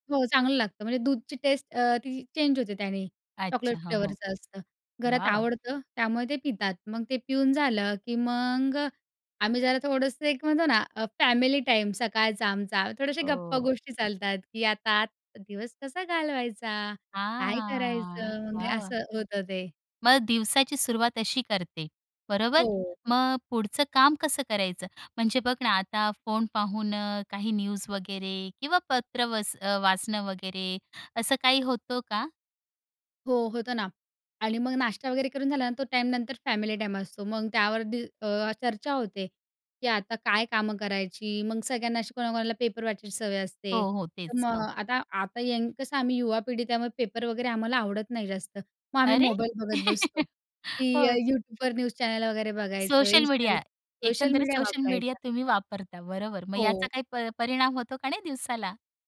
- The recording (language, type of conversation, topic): Marathi, podcast, सकाळी उठल्यावर तुम्ही सर्वात पहिलं काय करता?
- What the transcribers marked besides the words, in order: in English: "चॉकलेट फ्लेवरचं"; drawn out: "हां"; tapping; chuckle